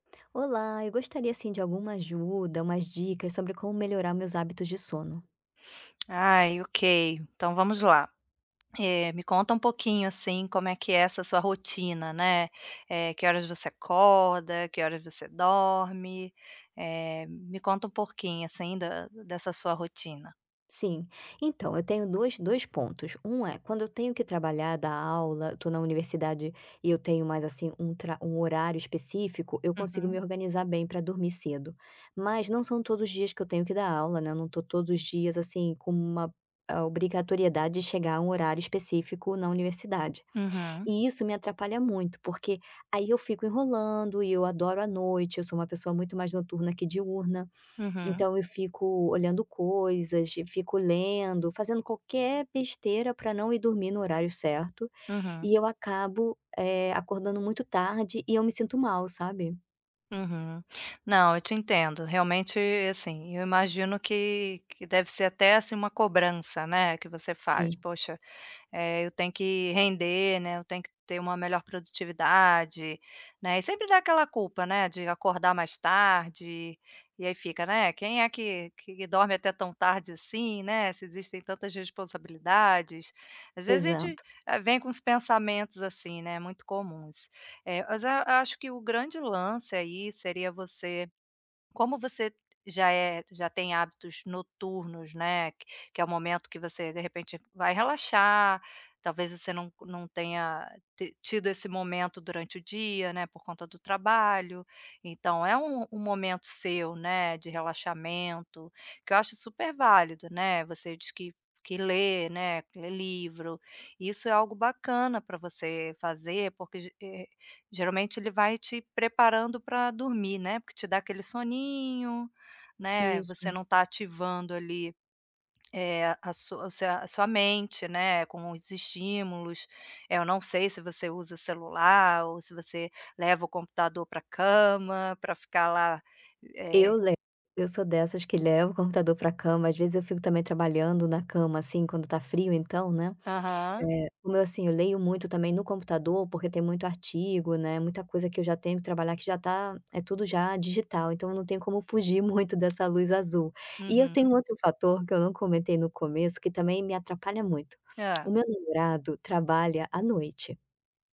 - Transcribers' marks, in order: tapping
- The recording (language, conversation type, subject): Portuguese, advice, Como posso melhorar os meus hábitos de sono e acordar mais disposto?